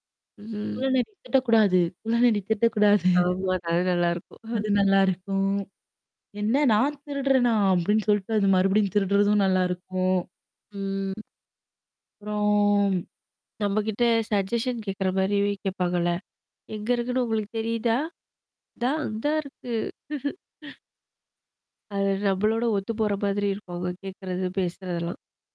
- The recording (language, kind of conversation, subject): Tamil, podcast, உங்கள் சின்னப்போழத்தில் பார்த்த கார்ட்டூன்கள் பற்றிச் சொல்ல முடியுமா?
- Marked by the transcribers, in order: mechanical hum; distorted speech; put-on voice: "குள்ள நறி திருடக்கூடாது. குள்ள நறி திருடகூடாது"; laughing while speaking: "ஆமா அது நல்லாருக்கும்"; chuckle; static; put-on voice: "என்ன நான் திருடுறேனா?"; drawn out: "அப்புறம்"; in English: "சஜஷன்"; put-on voice: "எங்க இருக்குன்னு உங்களுக்கு தெரியுதா? தா அந்தா இருக்கு"; laughing while speaking: "தா அந்தா இருக்கு"